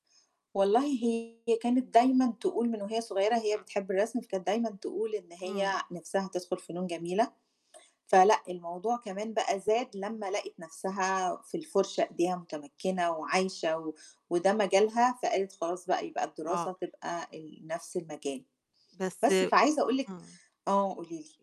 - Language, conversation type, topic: Arabic, podcast, إزاي تخلّي هوايتك مفيدة بدل ما تبقى مضيعة للوقت؟
- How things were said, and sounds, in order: distorted speech; other background noise; tapping